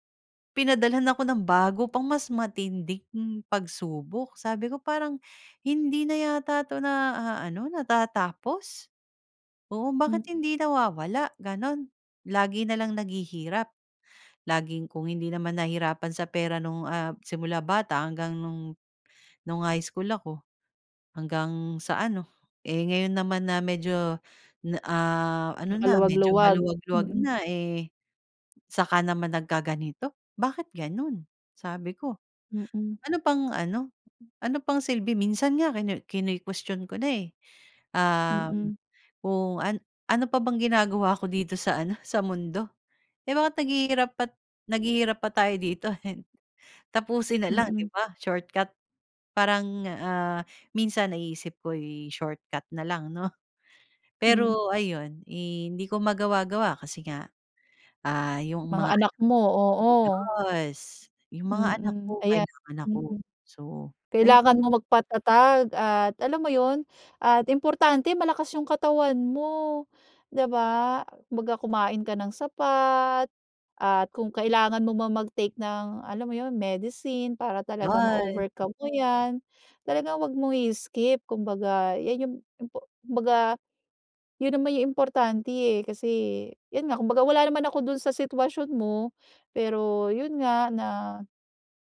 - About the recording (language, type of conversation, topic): Filipino, podcast, Ano ang pinakamalaking pagbabago na hinarap mo sa buhay mo?
- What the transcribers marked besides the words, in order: chuckle; other background noise; background speech